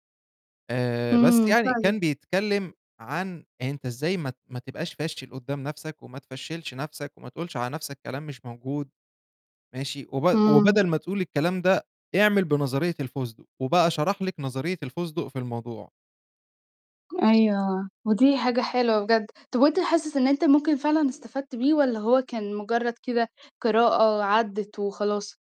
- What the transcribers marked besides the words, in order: other background noise
- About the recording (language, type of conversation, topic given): Arabic, podcast, إيه حكايتك مع القراية وإزاي بتختار الكتاب اللي هتقراه؟